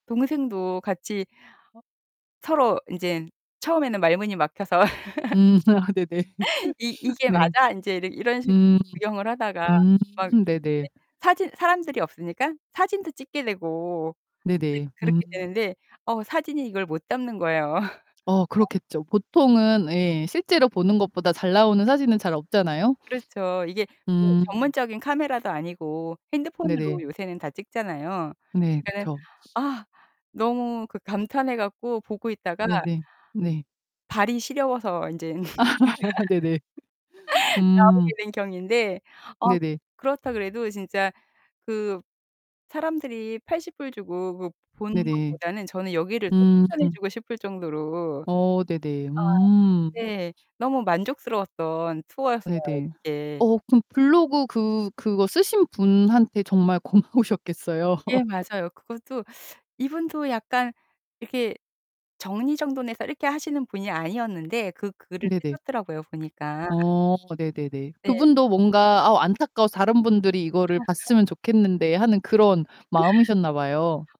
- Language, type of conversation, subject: Korean, podcast, 여행 중에 우연히 발견한 숨은 장소에 대해 이야기해 주실 수 있나요?
- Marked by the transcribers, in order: other background noise; tapping; laugh; laughing while speaking: "아, 네네"; laugh; distorted speech; laugh; laughing while speaking: "아"; laugh; laughing while speaking: "고마우셨겠어요"; laugh; teeth sucking; laugh